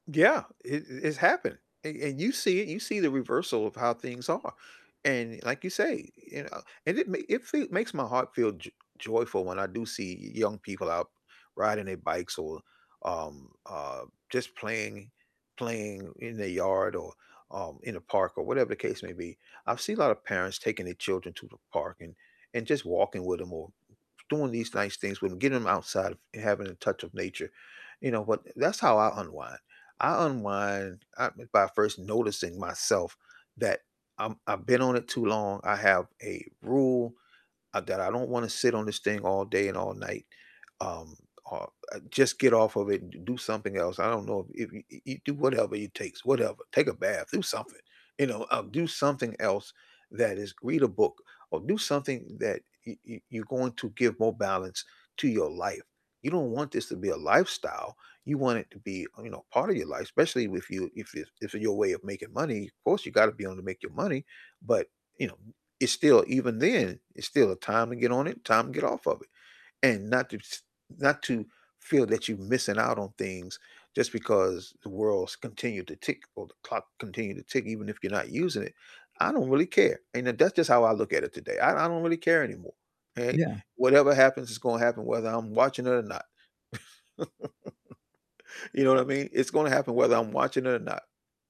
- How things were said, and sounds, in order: other background noise; chuckle
- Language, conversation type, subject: English, unstructured, How do you unwind after work without using your phone or any screens?
- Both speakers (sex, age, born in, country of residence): male, 20-24, United States, United States; male, 60-64, United States, United States